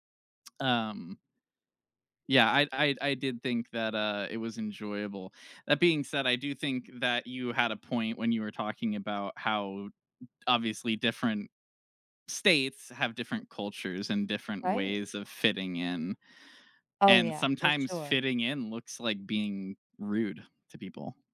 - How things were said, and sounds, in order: stressed: "states"
- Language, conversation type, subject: English, unstructured, How do you balance fitting in and standing out?
- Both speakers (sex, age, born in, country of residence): female, 20-24, United States, United States; female, 35-39, Turkey, United States